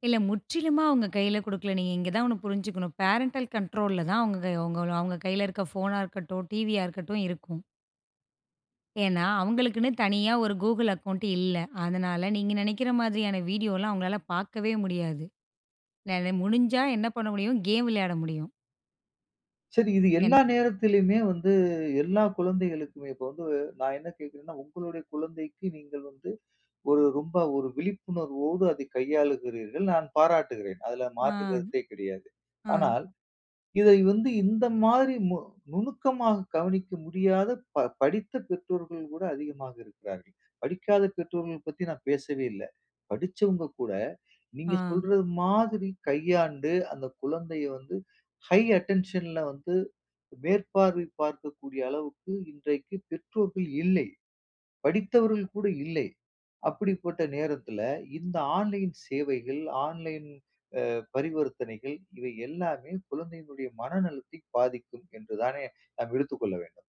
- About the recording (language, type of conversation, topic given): Tamil, podcast, குழந்தைகள் ஆன்லைனில் இருக்கும் போது பெற்றோர் என்னென்ன விஷயங்களை கவனிக்க வேண்டும்?
- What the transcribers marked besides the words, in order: in English: "பேரெண்டல் கண்ட்ரோல்ல"; in English: "கூகிள் அக்கவுண்ட்"; in English: "கேம்"; other background noise; tapping; in English: "ஹை அட்டென்ஷன்ல"; in English: "ஆன்லைன்"; in English: "ஆன்லைன்"